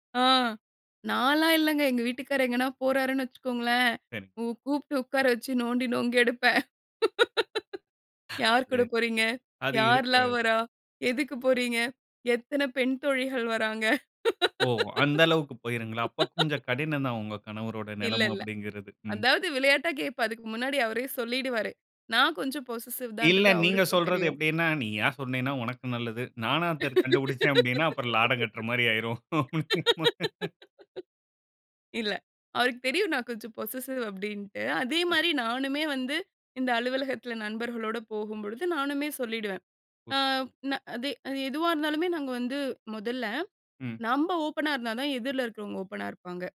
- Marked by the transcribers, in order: laughing while speaking: "கூ, கூப்ட்டு உக்கார வச்சு நோண்டி … பெண் தோழிகள் வராங்க?"; tapping; in English: "பொசசிவ்"; laugh; laughing while speaking: "கண்டுபுடுச்சே அப்டினா, அப்புறம் லாடம் கட்ற மாரி ஆயிரும் . அப்டிங்கிற மாரி"; in English: "பொசசிவ்"; other street noise; other background noise
- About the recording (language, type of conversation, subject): Tamil, podcast, குடும்பத்துடன் நீங்கள் காலை நேரத்தை எப்படி பகிர்கிறீர்கள்?